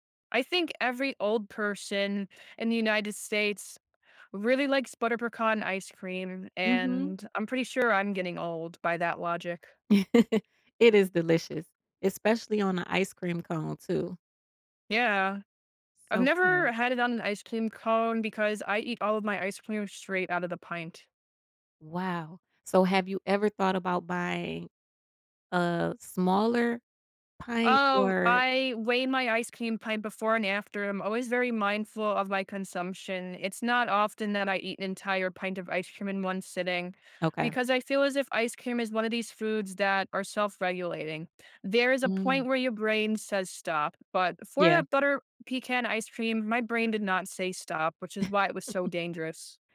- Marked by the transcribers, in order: "pecan" said as "precan"; other background noise; chuckle; "cream" said as "keem"; "cream" said as "kweem"; "cream" said as "keem"; chuckle
- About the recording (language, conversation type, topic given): English, unstructured, How do I balance tasty food and health, which small trade-offs matter?